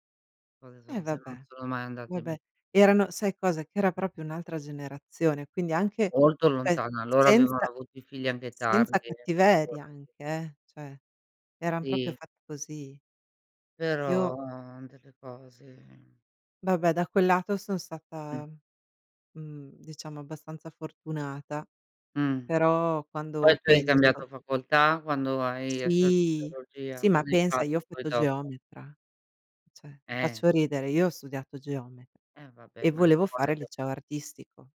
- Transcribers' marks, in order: other background noise; "proprio" said as "propio"; "proprio" said as "propio"; "Vabbè" said as "Babè"; "stata" said as "sata"; tapping; unintelligible speech
- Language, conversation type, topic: Italian, unstructured, Pensi che sia giusto dire sempre la verità ai familiari?